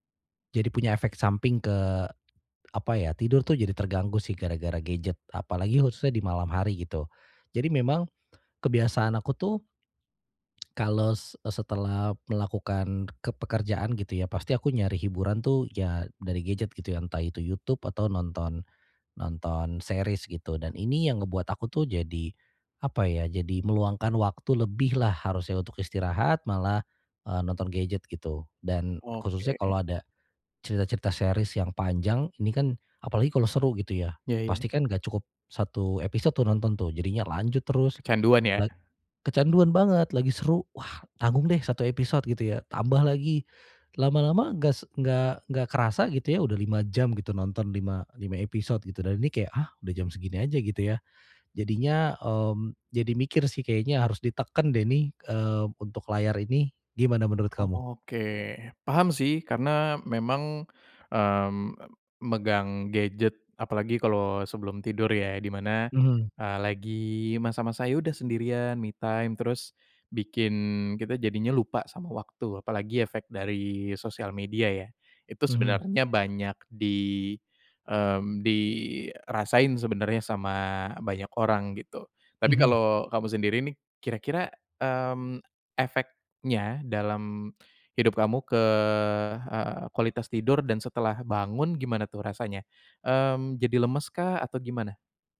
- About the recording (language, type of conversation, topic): Indonesian, advice, Bagaimana cara tidur lebih nyenyak tanpa layar meski saya terbiasa memakai gawai di malam hari?
- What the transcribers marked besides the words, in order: tapping; tongue click; in English: "me time"; drawn out: "ke"